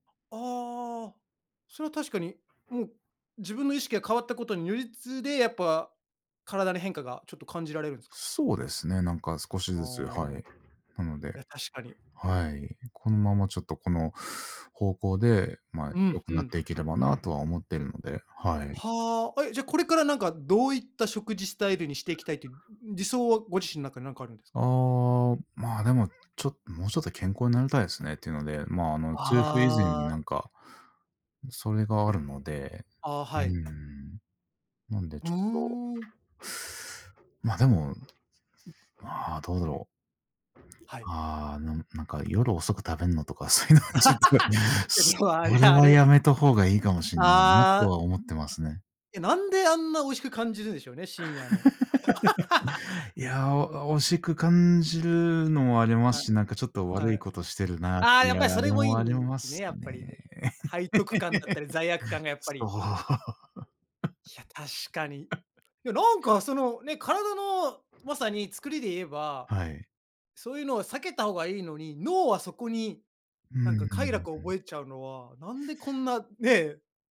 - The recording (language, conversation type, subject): Japanese, unstructured, 健康的な食事とはどのようなものだと思いますか？
- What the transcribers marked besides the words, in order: other background noise; other noise; tapping; laughing while speaking: "そういうのはちょっと"; laugh; laugh; laugh